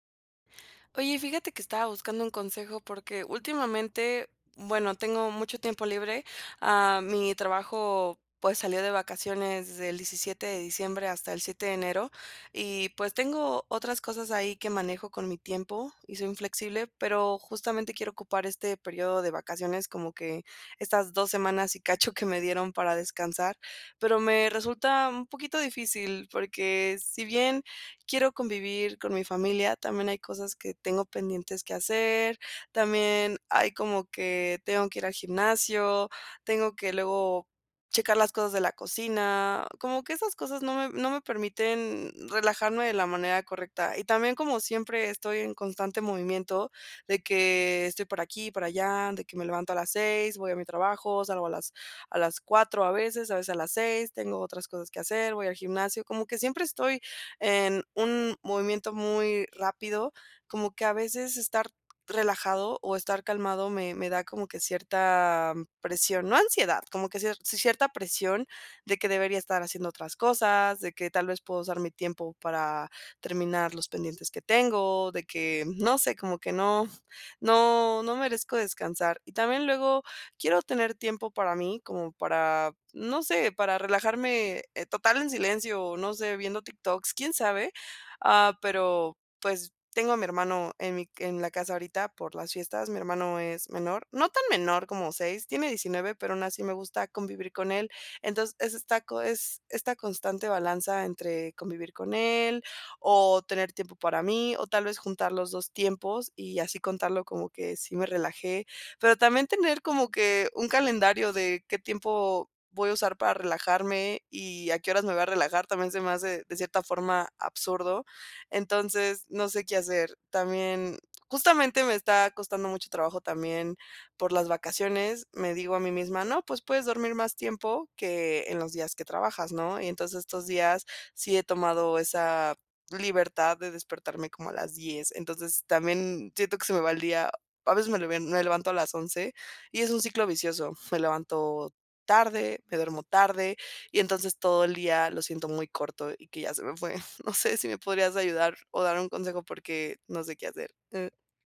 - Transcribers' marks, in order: laughing while speaking: "y cacho"; tapping; laughing while speaking: "no"; chuckle; other background noise
- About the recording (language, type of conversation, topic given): Spanish, advice, ¿Cómo puedo evitar que me interrumpan cuando me relajo en casa?